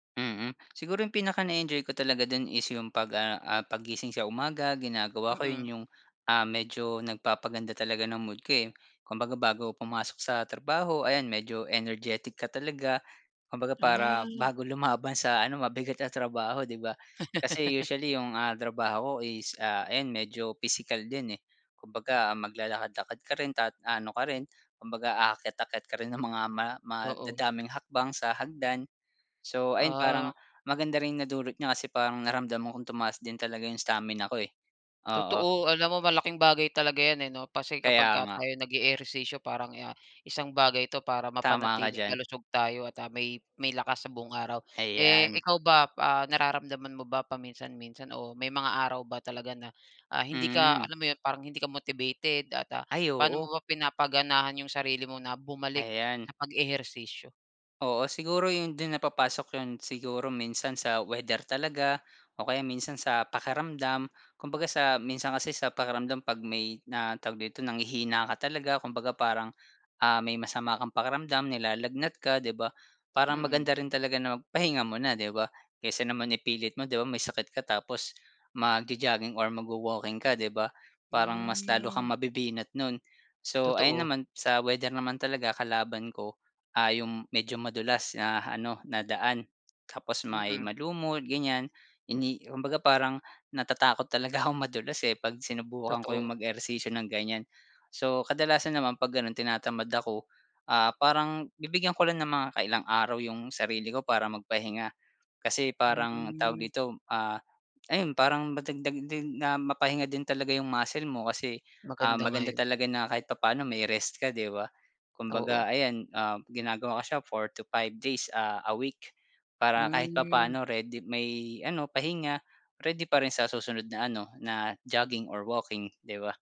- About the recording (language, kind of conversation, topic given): Filipino, podcast, Ano ang paborito mong paraan ng pag-eehersisyo araw-araw?
- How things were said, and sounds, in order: laugh; in English: "stamina"; "Kasi" said as "Pasi"; tapping